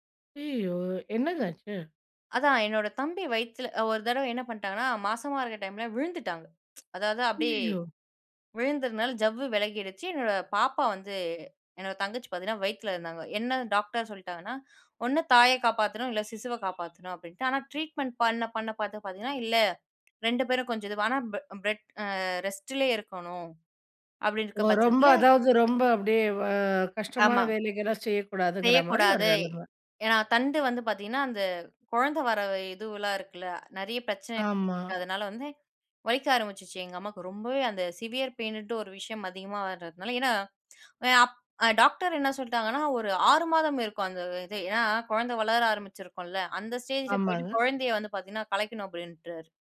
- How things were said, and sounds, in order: tsk; "பெட்" said as "பிரெட்"; in English: "சிவ்வியர் பெயினுன்ட்டு"; in English: "ஸ்டேஜில"
- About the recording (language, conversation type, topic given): Tamil, podcast, வீட்டில் காலை நேரத்தை தொடங்க நீங்கள் பின்பற்றும் வழக்கம் என்ன?